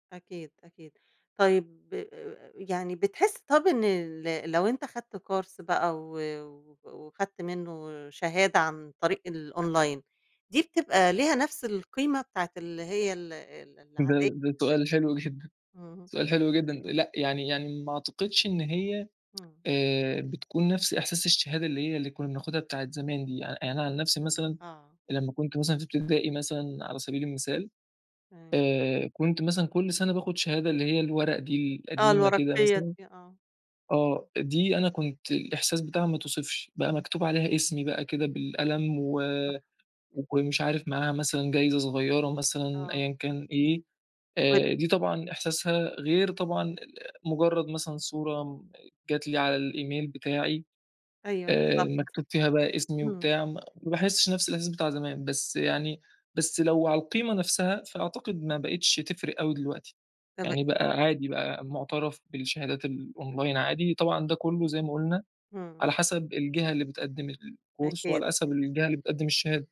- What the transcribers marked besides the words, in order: in English: "كورس"; in English: "الأونلاين"; tsk; in English: "الإيميل"; in English: "الأونلاين"; in English: "الكورس"
- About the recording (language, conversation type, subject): Arabic, podcast, إيه رأيك في التعلّم أونلاين مقارنةً بالفصل التقليدي؟